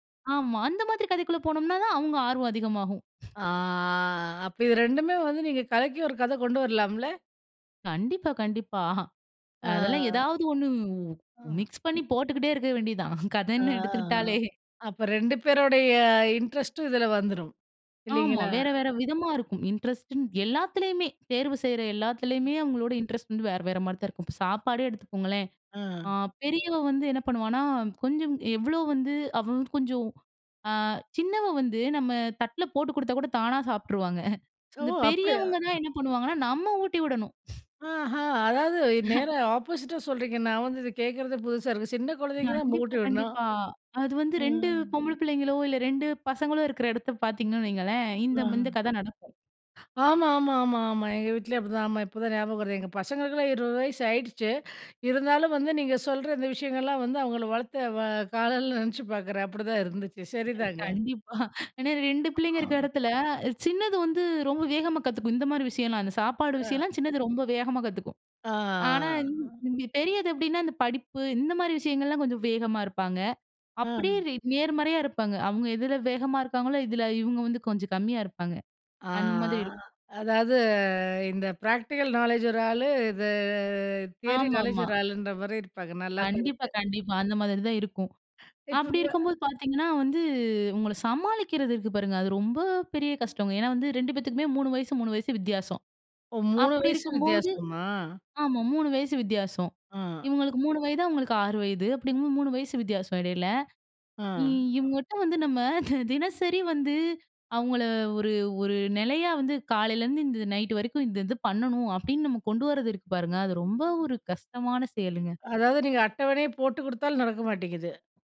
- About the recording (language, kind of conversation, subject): Tamil, podcast, குழந்தைகளுக்கு பற்கள் துலக்குவது, நேரத்தில் படுக்கச் செல்வது போன்ற தினசரி பழக்கங்களை இயல்பாக எப்படிப் பழக்கமாக்கலாம்?
- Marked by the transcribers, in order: drawn out: "ஆ"; laughing while speaking: "கண்டிப்பா"; laughing while speaking: "கதன்னு எடுத்துக்கிட்டாலே!"; in English: "இன்ட்ரெஸ்ட்"; in English: "இன்ட்ரெஸ்ட்"; laughing while speaking: "சாப்பிட்டுருவாங்க"; sigh; in English: "ஆப்போசிட்"; chuckle; unintelligible speech; unintelligible speech; chuckle; throat clearing; unintelligible speech; in English: "பிராக்டிகல் நாலேட்ஜ்"; drawn out: "இது"; in English: "தியரி நாலேட்ஜ்"; unintelligible speech